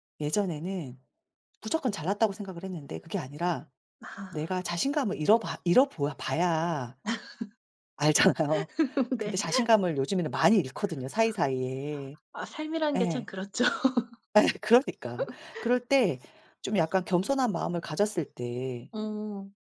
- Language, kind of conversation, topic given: Korean, unstructured, 자신감을 키우는 가장 좋은 방법은 무엇이라고 생각하세요?
- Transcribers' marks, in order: laugh; laughing while speaking: "네"; laughing while speaking: "알잖아요"; other background noise; laughing while speaking: "예 그러니까"; laughing while speaking: "그렇죠"; laugh